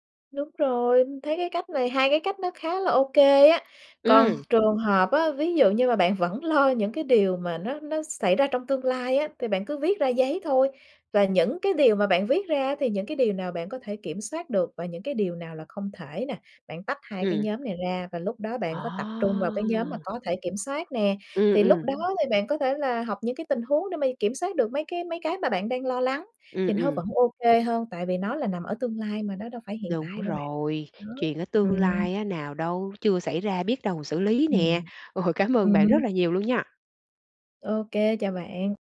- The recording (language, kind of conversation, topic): Vietnamese, advice, Khó ngủ vì suy nghĩ liên tục về tương lai
- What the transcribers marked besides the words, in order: other background noise; tapping; laughing while speaking: "Ôi!"